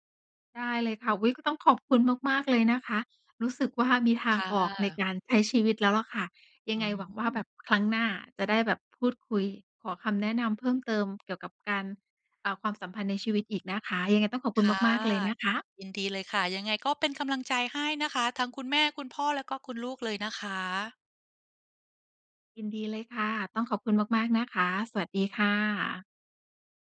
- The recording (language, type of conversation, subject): Thai, advice, ฉันควรจัดการอารมณ์และปฏิกิริยาที่เกิดซ้ำๆ ในความสัมพันธ์อย่างไร?
- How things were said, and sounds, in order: none